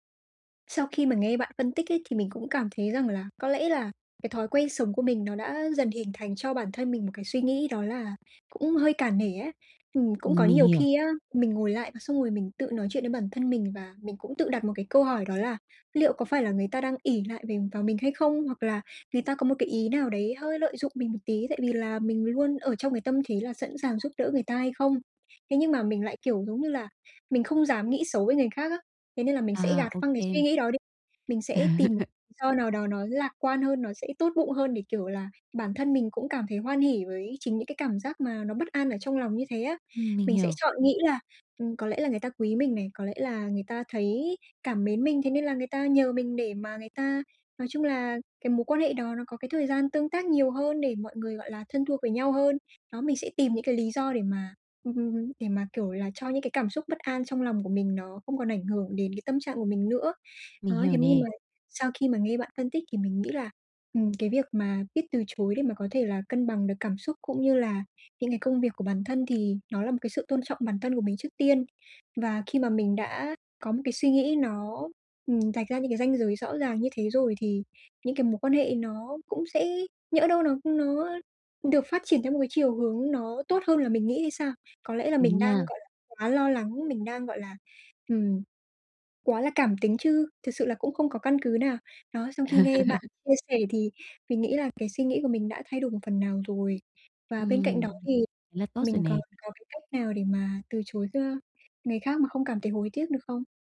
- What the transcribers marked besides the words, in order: tapping; laugh; other background noise; laugh
- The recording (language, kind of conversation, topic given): Vietnamese, advice, Làm sao để nói “không” mà không hối tiếc?